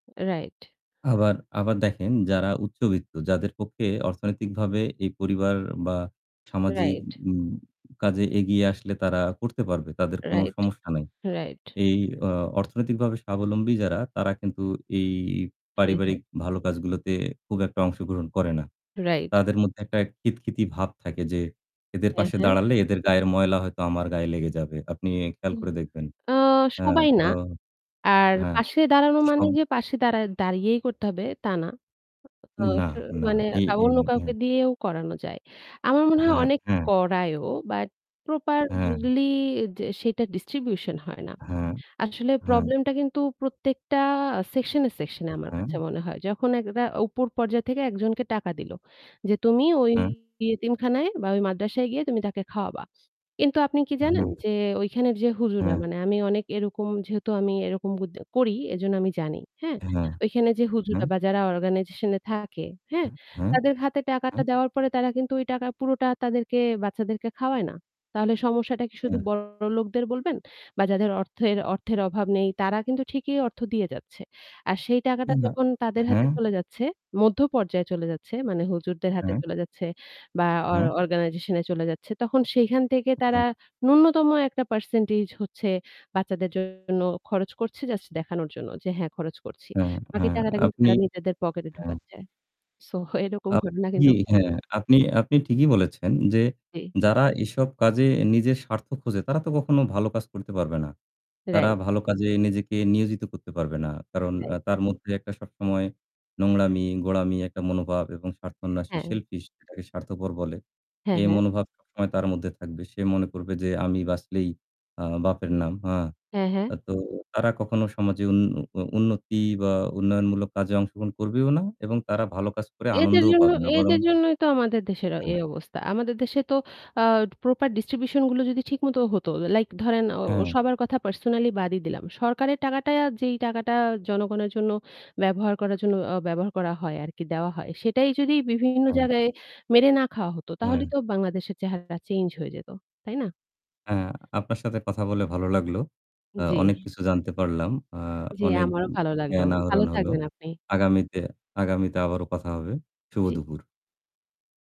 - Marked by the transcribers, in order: tapping; static; other background noise; unintelligible speech; horn; in English: "distribution"; distorted speech; unintelligible speech; unintelligible speech; laughing while speaking: "এরকম ঘটনা কিন্তু ঘটে"; mechanical hum
- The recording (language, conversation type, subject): Bengali, unstructured, ভালো কাজ করার আনন্দ আপনি কীভাবে পান?